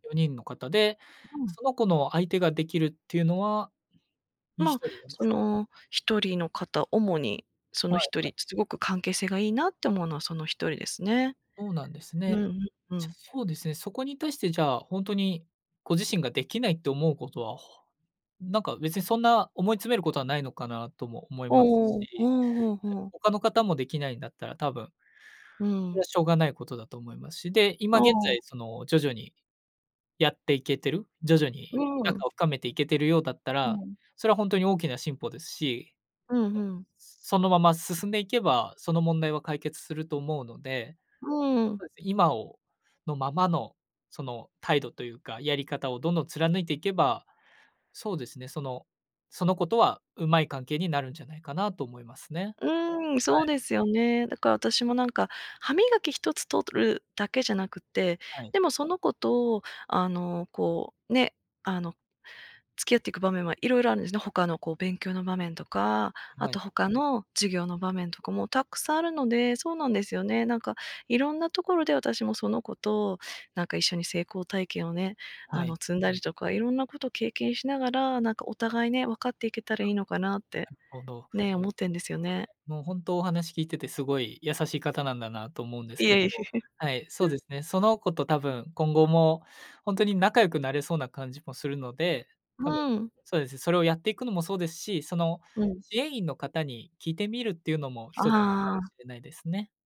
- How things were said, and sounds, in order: other background noise; unintelligible speech; unintelligible speech; unintelligible speech; laughing while speaking: "いえ"
- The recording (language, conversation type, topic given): Japanese, advice, 同僚と比べて自分には価値がないと感じてしまうのはなぜですか？